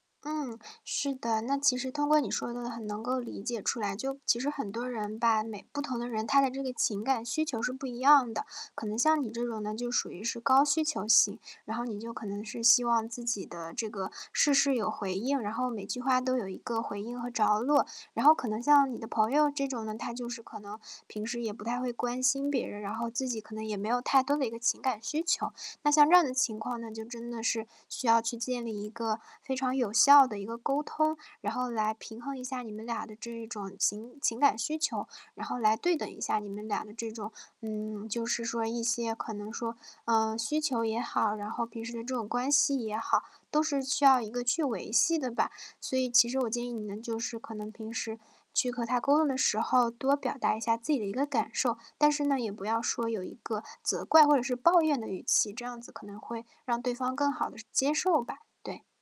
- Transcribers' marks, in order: static
- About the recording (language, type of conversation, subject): Chinese, advice, 我该如何应对一段总是单方面付出的朋友关系？